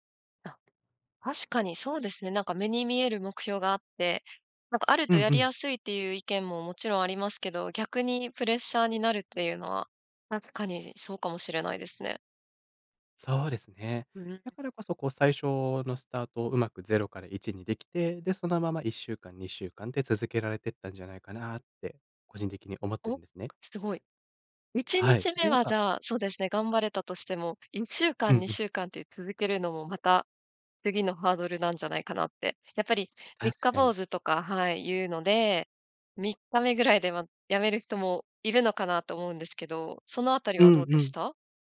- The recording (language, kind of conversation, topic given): Japanese, podcast, 習慣を身につけるコツは何ですか？
- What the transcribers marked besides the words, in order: tapping; unintelligible speech